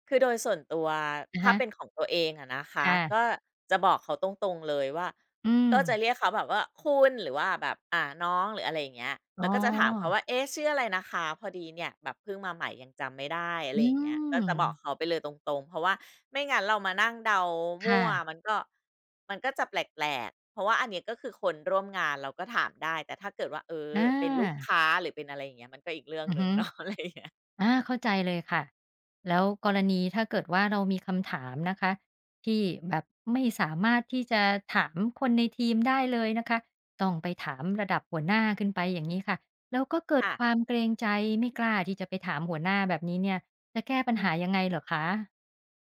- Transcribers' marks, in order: laughing while speaking: "เนาะ อะไรอย่างเงี้ย"; other background noise
- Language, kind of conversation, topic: Thai, podcast, มีคำแนะนำอะไรบ้างสำหรับคนที่เพิ่งเริ่มทำงาน?